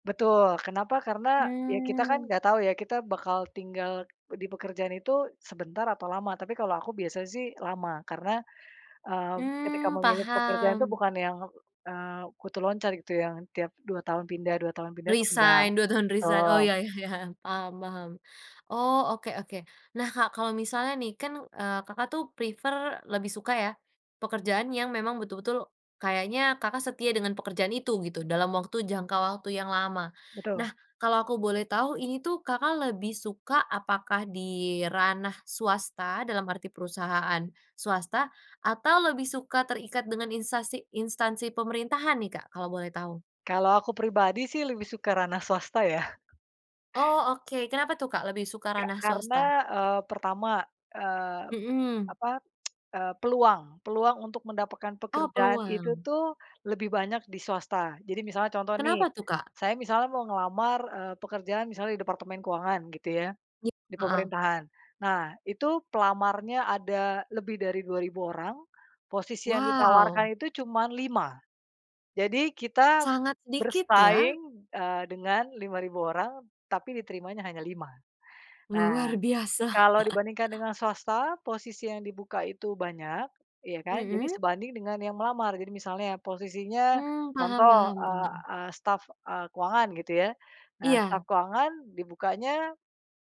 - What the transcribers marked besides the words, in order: in English: "resign"; in English: "prefer"; tapping; tsk; chuckle; other background noise
- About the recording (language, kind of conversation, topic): Indonesian, podcast, Pernahkah kamu mempertimbangkan memilih pekerjaan yang kamu sukai atau gaji yang lebih besar?